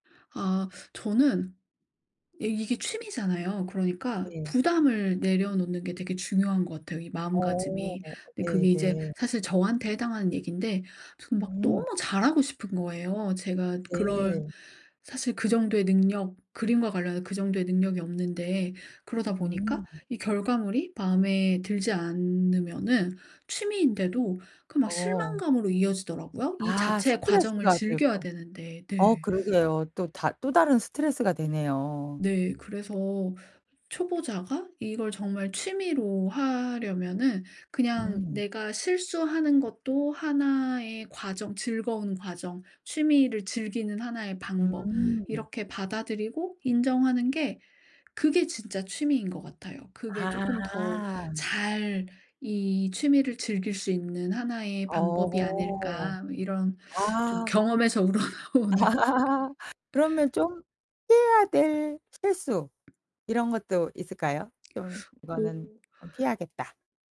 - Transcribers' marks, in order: other background noise; tapping; laughing while speaking: "경험에서 우러나오는"; laugh
- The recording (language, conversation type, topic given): Korean, podcast, 지금 하고 있는 취미 중에서 가장 즐거운 건 무엇인가요?